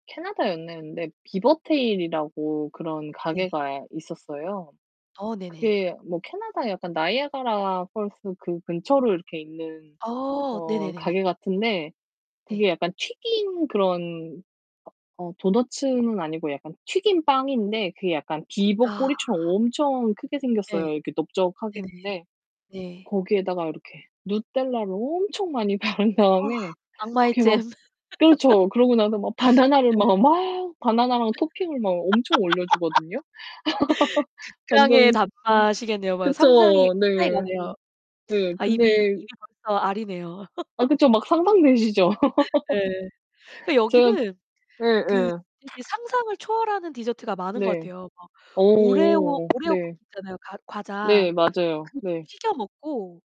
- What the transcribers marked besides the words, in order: other background noise; distorted speech; laughing while speaking: "바른 다음에"; laugh; laugh; laugh; laugh; laugh
- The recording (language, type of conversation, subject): Korean, unstructured, 가장 기억에 남는 디저트 경험은 무엇인가요?